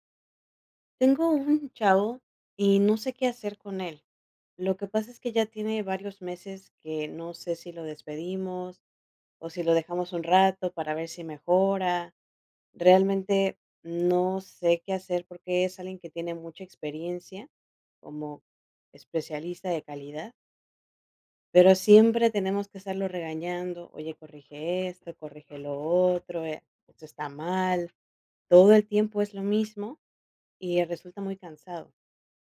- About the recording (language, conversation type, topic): Spanish, advice, ¿Cómo puedo decidir si despedir o retener a un empleado clave?
- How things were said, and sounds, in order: other background noise